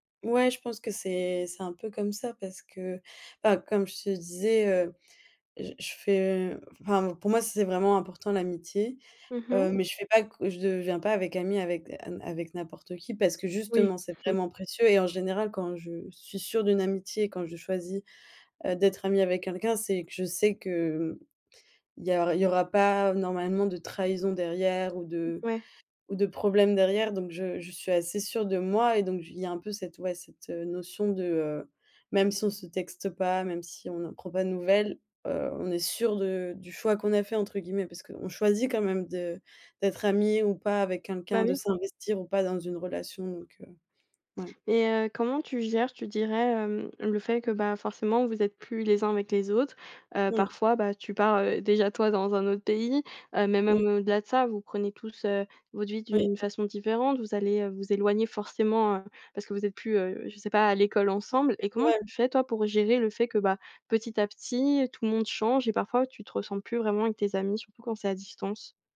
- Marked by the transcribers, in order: chuckle; other background noise; unintelligible speech
- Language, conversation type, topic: French, podcast, Comment gardes-tu le contact avec des amis qui habitent loin ?